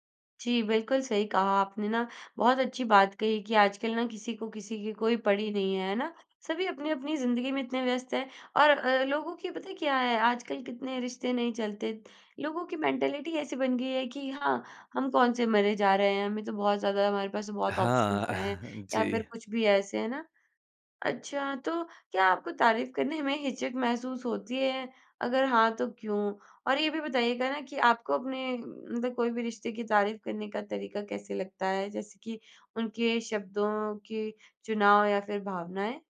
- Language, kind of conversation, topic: Hindi, podcast, रिश्तों में तारीफें देने से कितना असर पड़ता है?
- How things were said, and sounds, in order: in English: "मेंटैलिटी"; chuckle; in English: "ऑप्शंस"; laughing while speaking: "करने में"